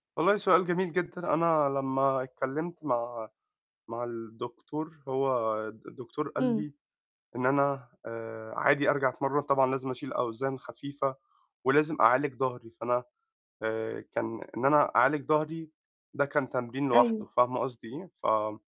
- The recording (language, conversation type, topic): Arabic, advice, إزاي أتعامل مع الإحباط وفقدان الدافع في برنامج تدريبي؟
- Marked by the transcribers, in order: none